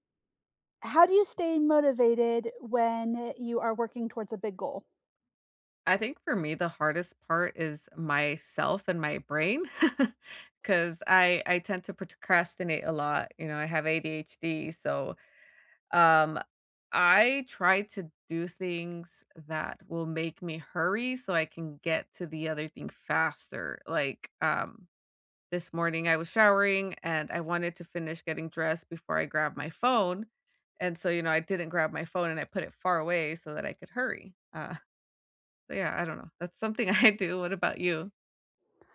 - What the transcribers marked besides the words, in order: chuckle; tapping; laughing while speaking: "uh"; laughing while speaking: "I"
- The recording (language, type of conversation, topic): English, unstructured, How do you stay motivated when working toward a big goal?